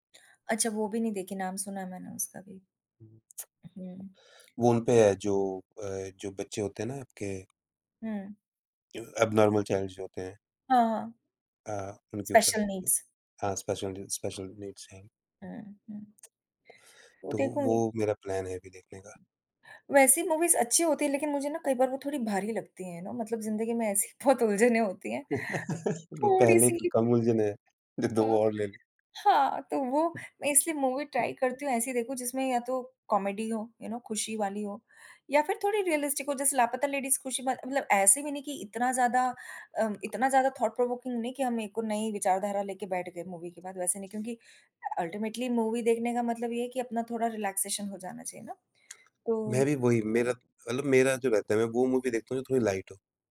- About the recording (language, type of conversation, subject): Hindi, unstructured, आपने आखिरी बार कौन-सी फ़िल्म देखकर खुशी महसूस की थी?
- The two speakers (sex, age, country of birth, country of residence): female, 50-54, India, United States; male, 35-39, India, India
- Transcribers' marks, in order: in English: "एब्नॉर्मल चाइल्ड्स"; in English: "स्पेशल नीड्स"; in English: "स्पेशल स्पेशल नीड्स"; tapping; in English: "प्लान"; in English: "मूवीज़"; laughing while speaking: "ऐसी बहुत उलझने होती हैं"; chuckle; in English: "मूवी ट्राई"; other background noise; in English: "कॉमेडी"; in English: "यू नौ"; in English: "रियलिस्टिक"; in English: "थॉट प्रोवोकिंग"; in English: "मूवी"; in English: "अल्टीमेटली मूवी"; in English: "रिलैक्सेशन"; in English: "मूवी"; in English: "लाइट"